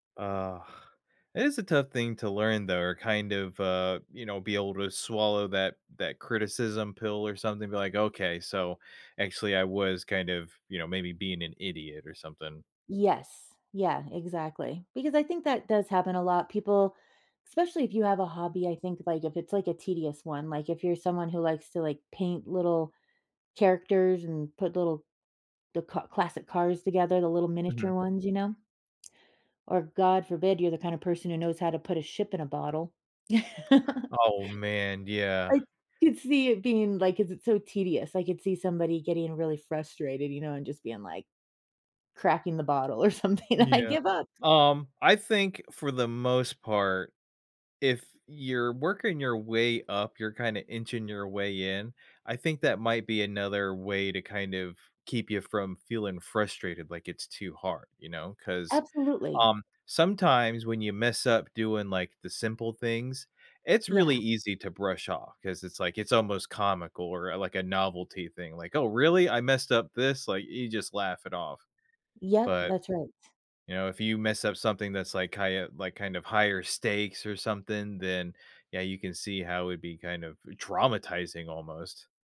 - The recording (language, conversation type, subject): English, unstructured, What keeps me laughing instead of quitting when a hobby goes wrong?
- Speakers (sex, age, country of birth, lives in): female, 45-49, United States, United States; male, 35-39, United States, United States
- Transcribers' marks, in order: tapping; chuckle; laughing while speaking: "something, I"